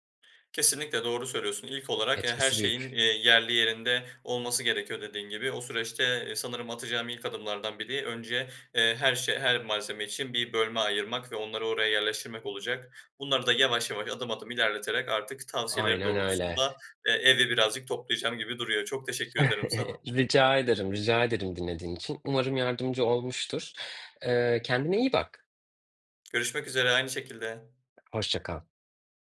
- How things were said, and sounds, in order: other background noise; chuckle
- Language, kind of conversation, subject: Turkish, advice, Çalışma alanının dağınıklığı dikkatini ne zaman ve nasıl dağıtıyor?